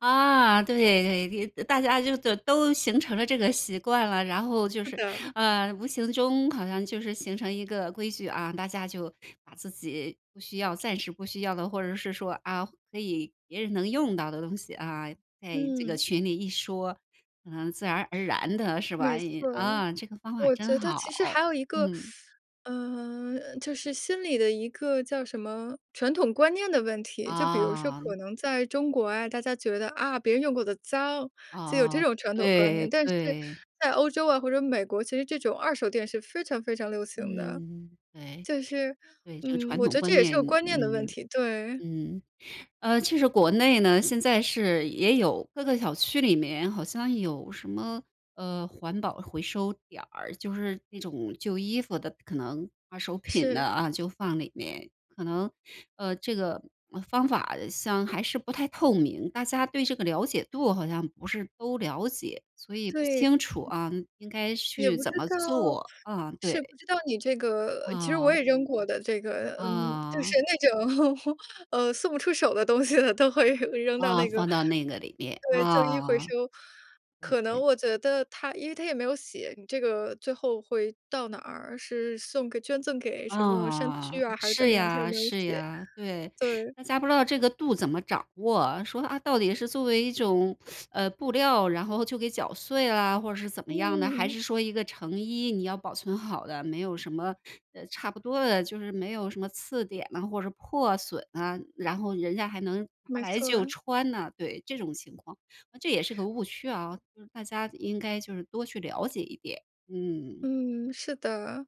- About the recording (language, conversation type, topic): Chinese, podcast, 你在日常生活中实行垃圾分类有哪些实际体会？
- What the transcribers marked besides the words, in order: teeth sucking; other background noise; laughing while speaking: "那种"; laughing while speaking: "送不出手的东西的"; teeth sucking